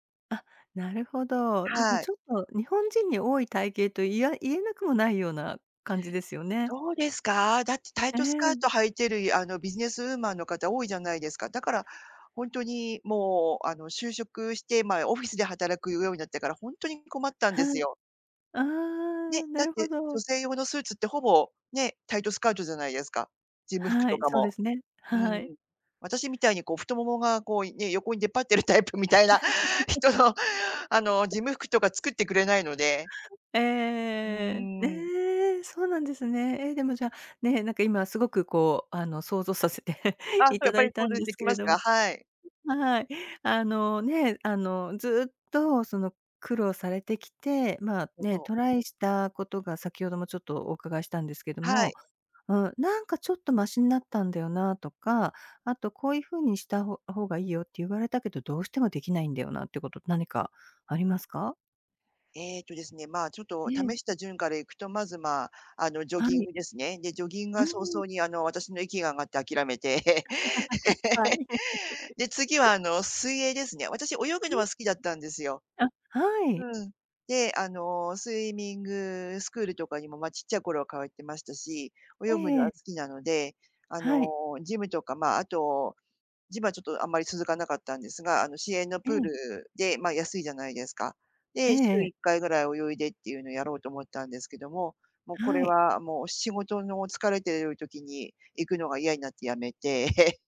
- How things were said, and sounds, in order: laughing while speaking: "タイプみたいな人の"; laugh; laughing while speaking: "させて"; other background noise; chuckle; tapping; chuckle
- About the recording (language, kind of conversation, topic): Japanese, advice, 運動しているのに体重や見た目に変化が出ないのはなぜですか？